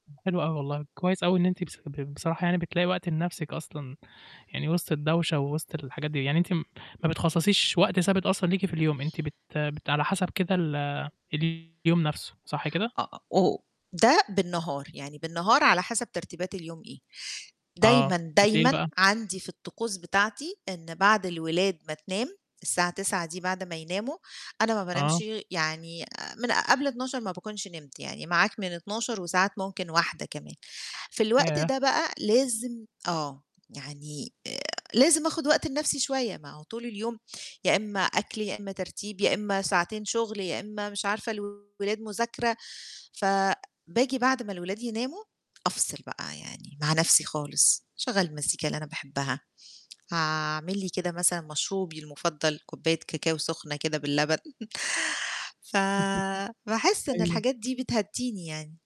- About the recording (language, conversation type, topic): Arabic, podcast, إزاي بتنظّمي وقتك في البيت لما يبقى عندِك أطفال؟
- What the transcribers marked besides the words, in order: other noise; distorted speech; tapping; unintelligible speech; chuckle